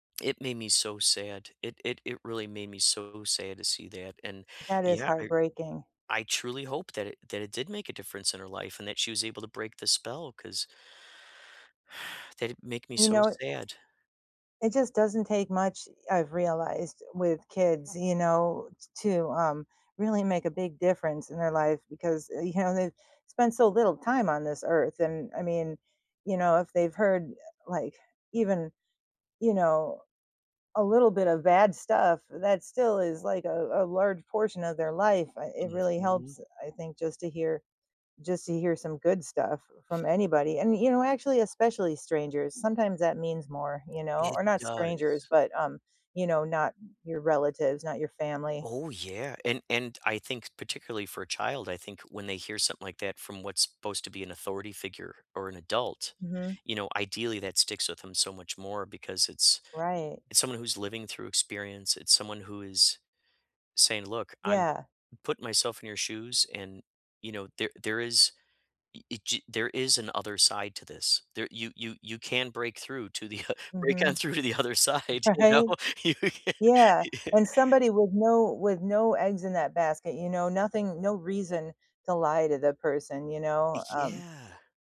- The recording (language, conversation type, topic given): English, unstructured, What skill are you trying to improve these days, and what sparked your interest in it?
- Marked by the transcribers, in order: other background noise; breath; laughing while speaking: "uh"; laughing while speaking: "Right"; laughing while speaking: "through to the other side. You know? You can"; chuckle